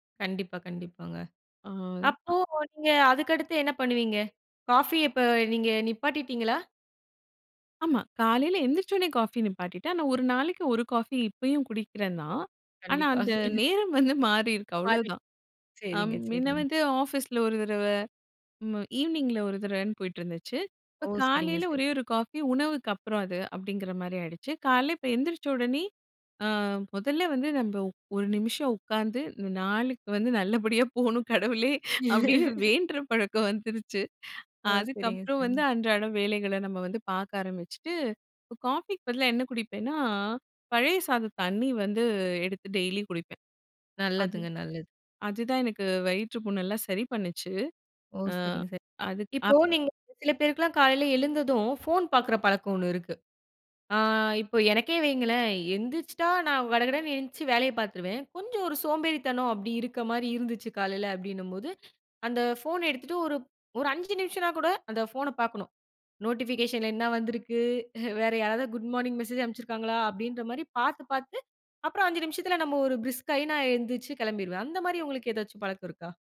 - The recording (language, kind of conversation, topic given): Tamil, podcast, காலையில் விழித்ததும் உடல் சுறுசுறுப்பாக இருக்க நீங்கள் என்ன செய்கிறீர்கள்?
- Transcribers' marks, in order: laugh; laughing while speaking: "அந்த நேரம் வந்து மாறி இருக்கு அவ்ளோதான்"; laughing while speaking: "நாளுக்கு வந்து நல்லபடியா போணும் கடவுளே அப்டின்னு வேண்ற பழக்கம் வந்துருச்சு"; laugh; other background noise; other noise; inhale; in English: "நோட்டிபிகேஷன்ல"; chuckle; in English: "பிரிஸ்க்"